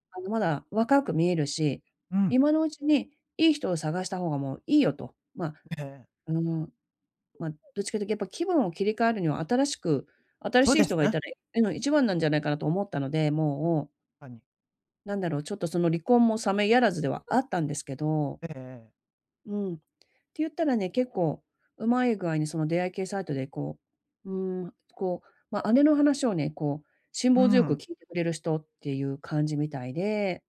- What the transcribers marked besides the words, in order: none
- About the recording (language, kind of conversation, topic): Japanese, advice, 別れで失った自信を、日々の習慣で健康的に取り戻すにはどうすればよいですか？